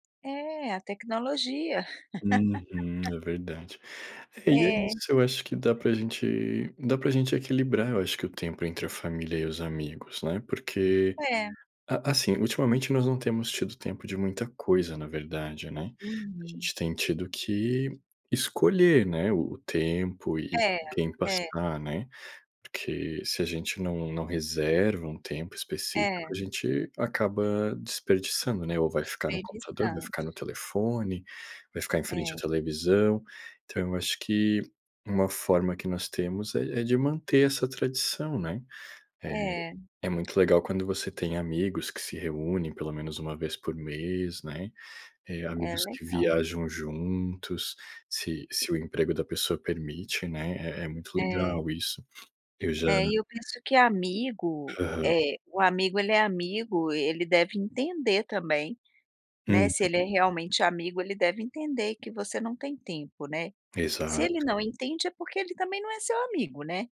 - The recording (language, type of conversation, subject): Portuguese, unstructured, Como você equilibra o seu tempo entre a família e os amigos?
- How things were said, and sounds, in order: laugh; tapping